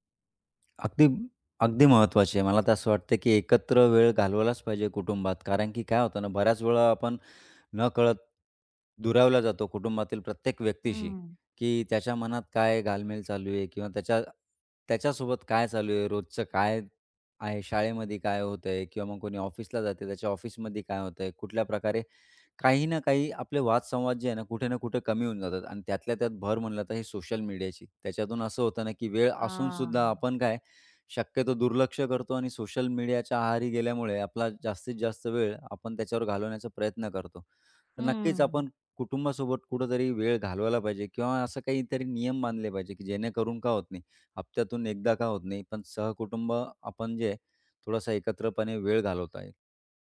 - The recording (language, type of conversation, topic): Marathi, podcast, कुटुंबासाठी एकत्र वेळ घालवणे किती महत्त्वाचे आहे?
- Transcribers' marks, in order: tapping; other background noise